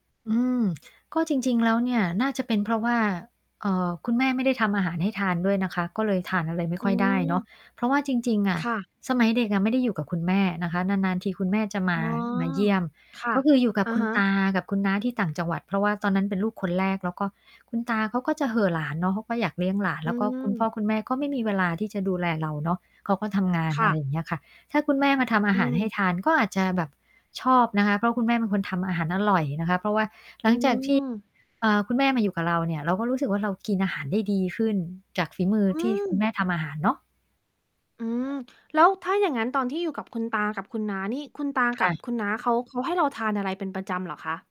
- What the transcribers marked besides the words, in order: static; distorted speech; tapping
- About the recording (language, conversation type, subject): Thai, podcast, คุณช่วยเล่าอาหารโปรดตอนเด็กของคุณให้ฟังหน่อยได้ไหม?